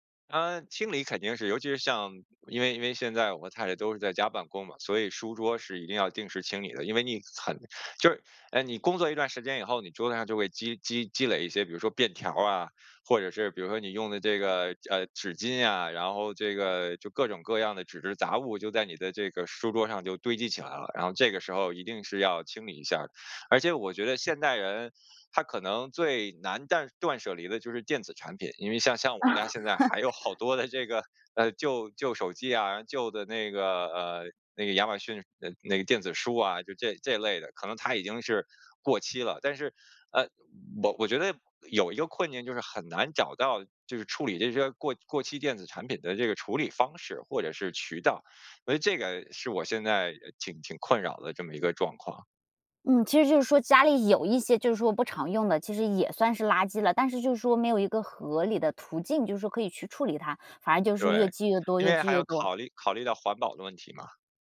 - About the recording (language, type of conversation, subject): Chinese, podcast, 你有哪些断舍离的经验可以分享？
- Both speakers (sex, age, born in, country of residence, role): female, 30-34, China, United States, host; male, 40-44, China, United States, guest
- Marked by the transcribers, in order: laughing while speaking: "啊"